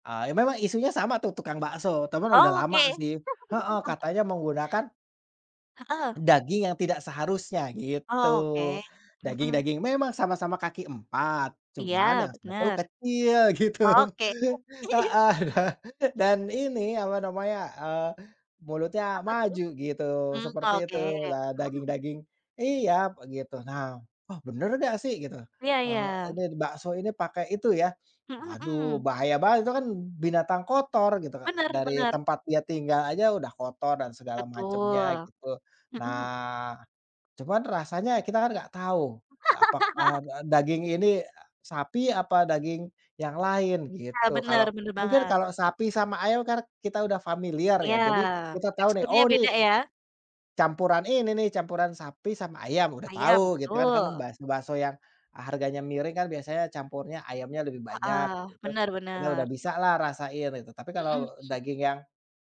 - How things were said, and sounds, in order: chuckle; other background noise; tapping; laughing while speaking: "gitu"; laughing while speaking: "dan"; chuckle; snort; laugh
- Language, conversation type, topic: Indonesian, unstructured, Apa yang membuat Anda marah ketika restoran tidak jujur tentang bahan makanan yang digunakan?